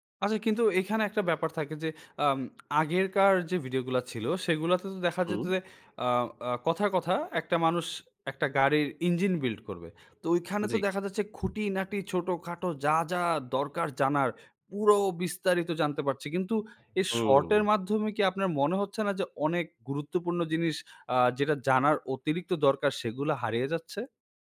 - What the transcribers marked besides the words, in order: tapping; other background noise; stressed: "পুরো"
- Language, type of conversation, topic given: Bengali, podcast, ক্ষুদ্রমেয়াদি ভিডিও আমাদের দেখার পছন্দকে কীভাবে বদলে দিয়েছে?